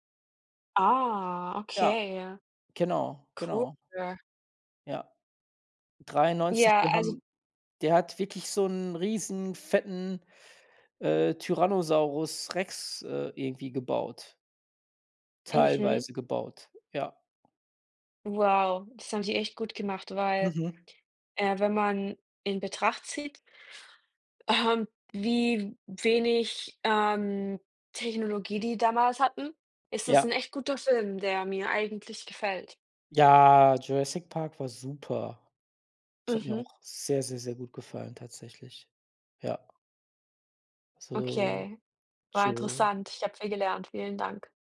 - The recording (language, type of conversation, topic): German, unstructured, Wie hat sich die Darstellung von Technologie in Filmen im Laufe der Jahre entwickelt?
- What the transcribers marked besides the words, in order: drawn out: "Ja"; "tschau" said as "tscho"